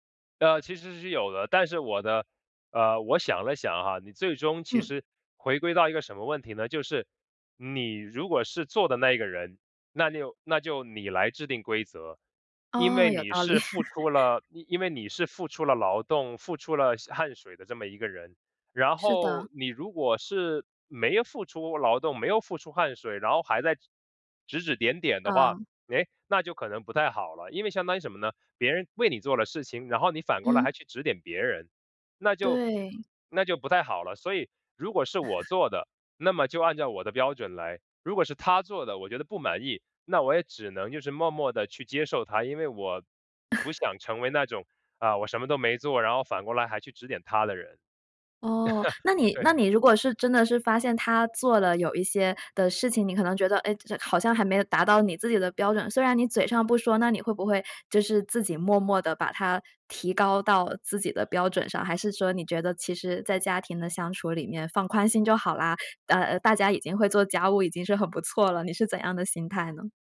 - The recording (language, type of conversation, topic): Chinese, podcast, 你会把做家务当作表达爱的一种方式吗？
- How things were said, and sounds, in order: "那就" said as "那拗"; laughing while speaking: "理"; chuckle; chuckle; chuckle; laugh